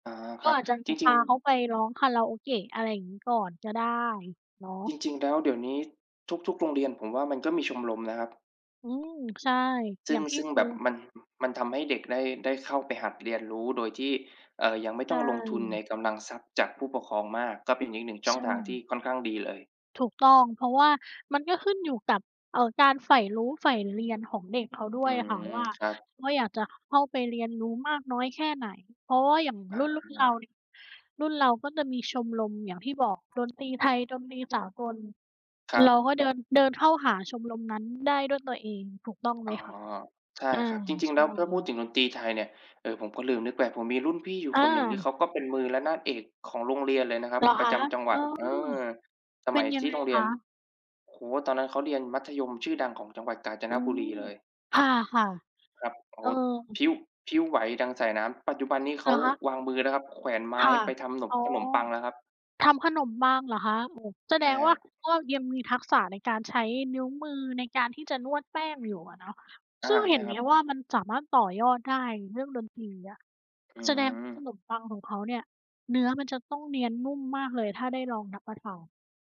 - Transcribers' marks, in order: other noise; other background noise
- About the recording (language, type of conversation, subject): Thai, unstructured, ถ้าคุณอยากชวนคนอื่นมาเล่นดนตรีด้วยกัน คุณจะเริ่มต้นยังไง?